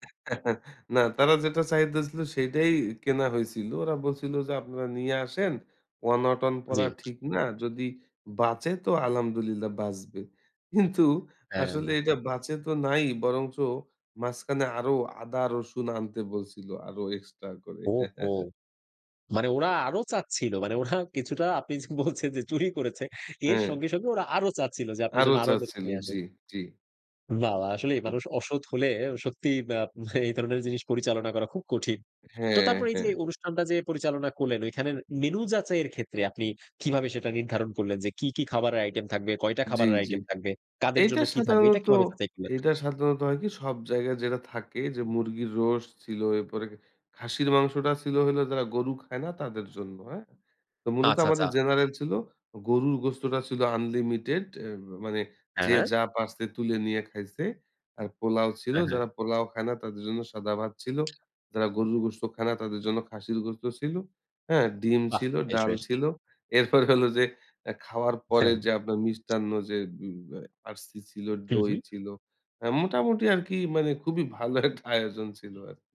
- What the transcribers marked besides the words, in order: chuckle; tapping; other background noise; surprised: "ওহ হো!"; chuckle; laughing while speaking: "মানে ওরা কিছুটা আপনি বলছেন যে চুরি করেছে"; laughing while speaking: "এরপরে হলো যে"; laughing while speaking: "খুবই ভালো একটা আয়োজন ছিল"
- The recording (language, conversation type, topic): Bengali, podcast, আপনি অতিথিদের জন্য মেনু কীভাবে ঠিক করেন?